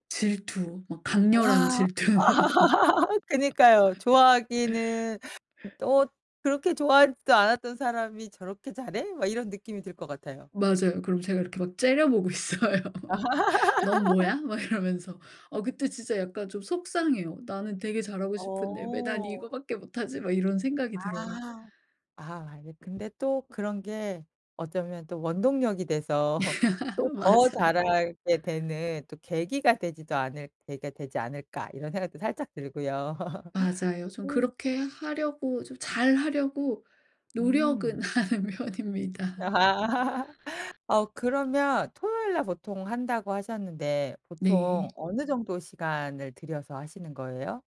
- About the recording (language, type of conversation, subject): Korean, podcast, 지금 하고 있는 취미 중에서 가장 즐거운 건 무엇인가요?
- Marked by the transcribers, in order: laugh; laughing while speaking: "질투"; laugh; other background noise; tapping; laughing while speaking: "있어요"; laugh; laughing while speaking: "막 이러면서"; laugh; laughing while speaking: "맞아요"; laugh; laughing while speaking: "하는 편입니다"; laugh